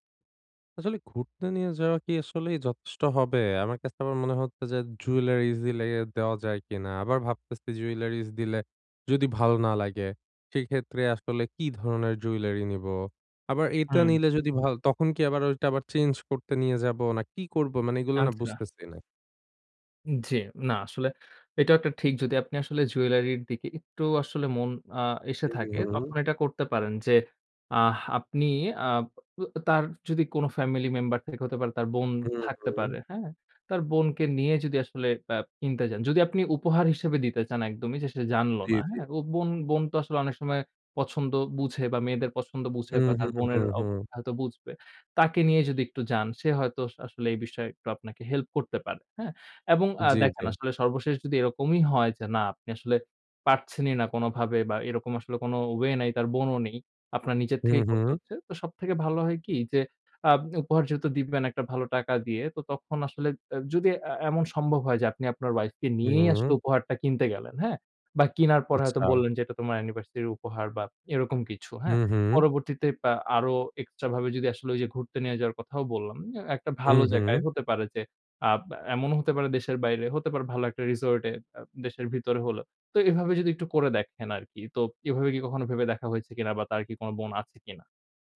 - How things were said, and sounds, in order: other background noise; "আচ্ছা" said as "আঞ্ছা"; horn; tapping
- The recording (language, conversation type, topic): Bengali, advice, আমি কীভাবে উপযুক্ত উপহার বেছে নিয়ে প্রত্যাশা পূরণ করতে পারি?